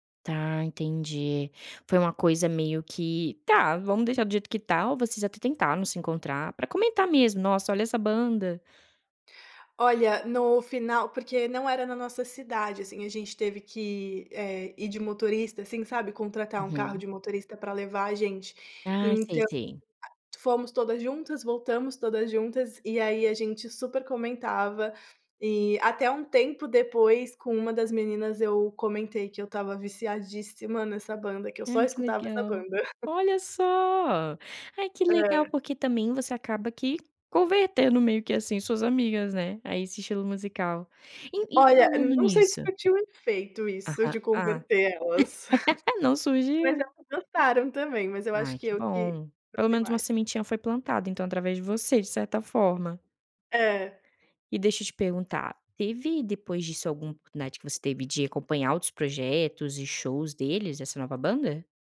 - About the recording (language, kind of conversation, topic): Portuguese, podcast, Você já descobriu uma banda nova ao assistir a um show? Como foi?
- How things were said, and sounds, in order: chuckle; chuckle